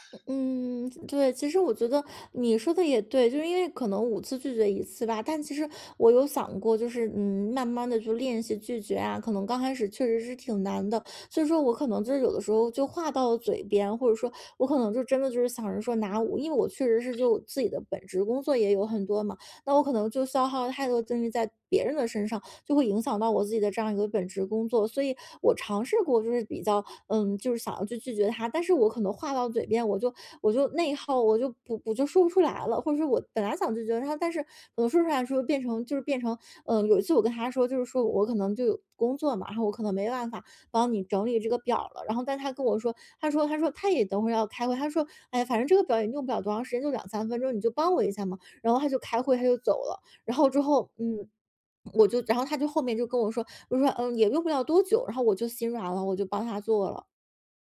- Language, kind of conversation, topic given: Chinese, advice, 我工作量太大又很难拒绝别人，精力很快耗尽，该怎么办？
- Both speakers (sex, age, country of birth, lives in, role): female, 30-34, China, Ireland, user; male, 45-49, China, United States, advisor
- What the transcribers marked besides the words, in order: other background noise; swallow